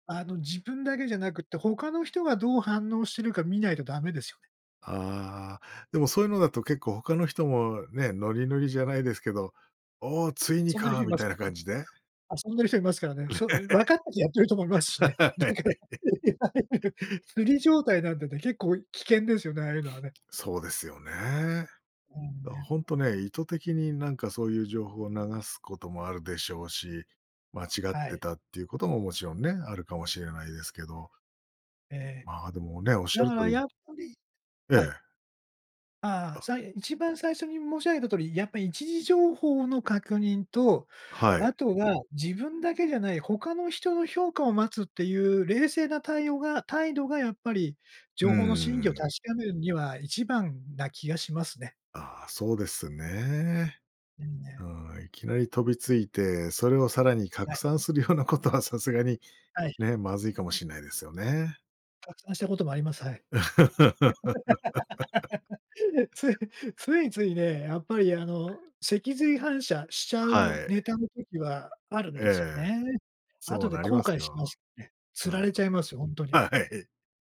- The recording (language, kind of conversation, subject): Japanese, podcast, ネット上の情報が本当かどうか、普段どのように確かめていますか？
- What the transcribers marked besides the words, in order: unintelligible speech; laugh; other background noise; laughing while speaking: "だからいわゆる"; sniff; "だから" said as "だあ"; laugh; laughing while speaking: "はい"